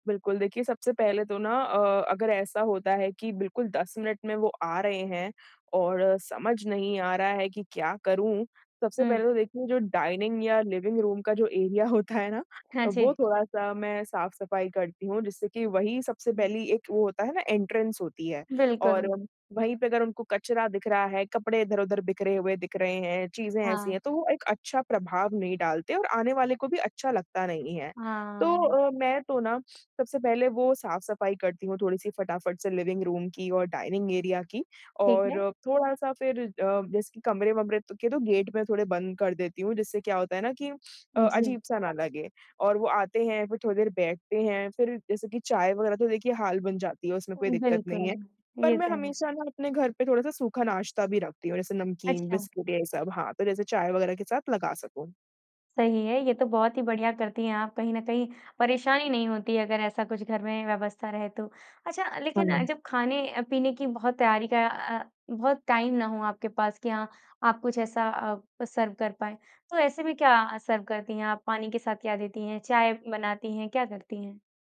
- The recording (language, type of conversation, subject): Hindi, podcast, अगर मेहमान अचानक आ जाएँ, तो आप क्या-क्या करते हैं?
- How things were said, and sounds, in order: in English: "डाइनिंग"; in English: "लिविंग रूम"; laughing while speaking: "एरिया होता है ना"; in English: "एरिया"; tapping; in English: "एंट्रेंस"; in English: "लिविंग रूम"; in English: "डाइनिंग एरिया"; in English: "गेट"; in English: "टाइम"; in English: "सर्व"; in English: "सर्व"